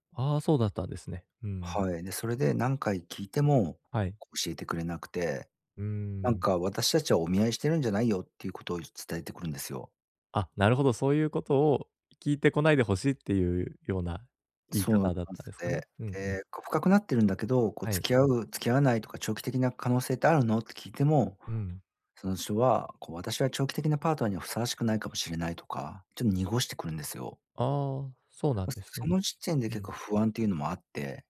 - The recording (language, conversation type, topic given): Japanese, advice, どうすれば自分を責めずに心を楽にできますか？
- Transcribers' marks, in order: none